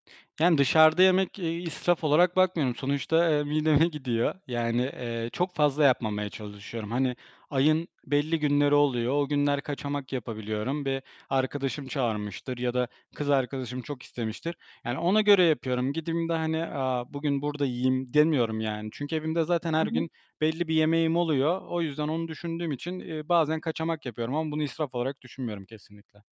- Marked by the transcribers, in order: other background noise; laughing while speaking: "mideme"; tapping; static
- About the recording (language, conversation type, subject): Turkish, podcast, Haftalık yemek hazırlığını nasıl organize ediyorsun?